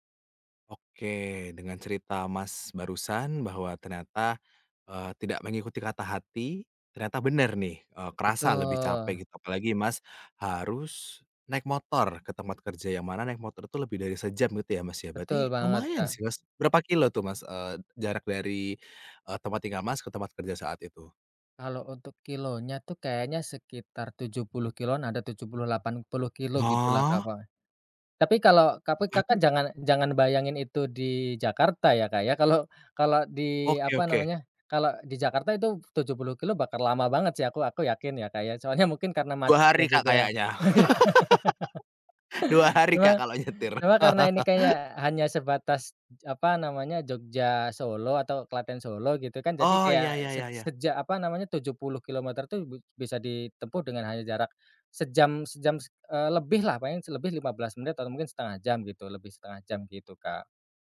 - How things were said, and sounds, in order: surprised: "Hah?"; laugh; laugh
- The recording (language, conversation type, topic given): Indonesian, podcast, Pernah nggak kamu mengikuti kata hati saat memilih jalan hidup, dan kenapa?